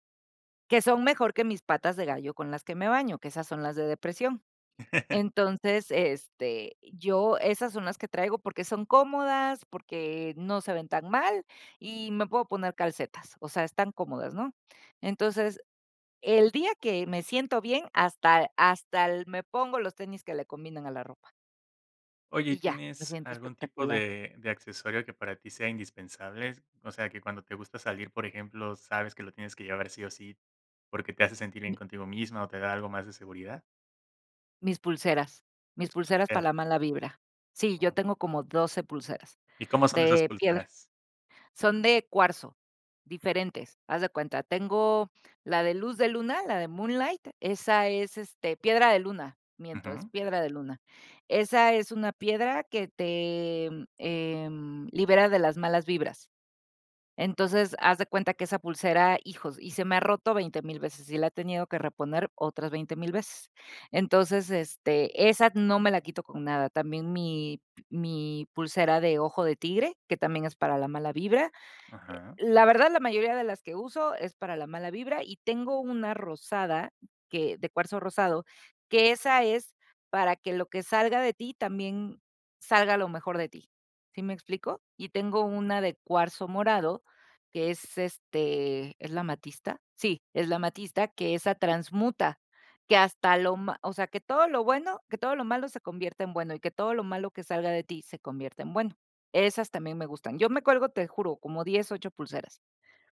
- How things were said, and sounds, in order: laugh; tapping; unintelligible speech; other background noise
- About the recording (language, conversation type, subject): Spanish, podcast, ¿Tienes prendas que usas según tu estado de ánimo?